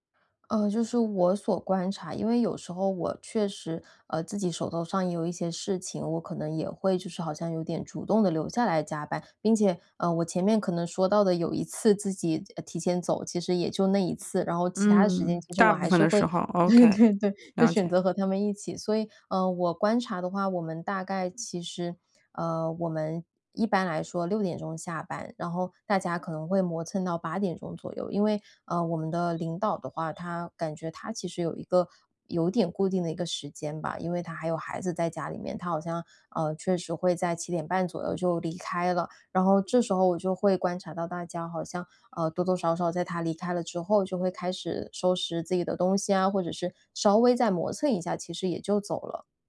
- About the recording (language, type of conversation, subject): Chinese, advice, 如何拒绝加班而不感到内疚？
- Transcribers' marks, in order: laughing while speaking: "对 对 对"